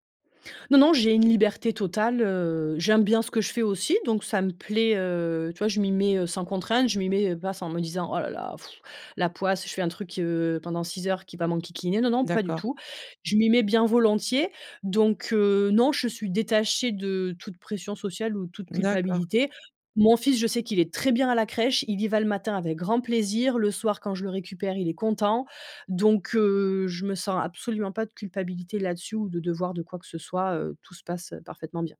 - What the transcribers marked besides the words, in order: none
- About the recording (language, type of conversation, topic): French, podcast, Comment trouves-tu l’équilibre entre ta vie professionnelle et ta vie personnelle ?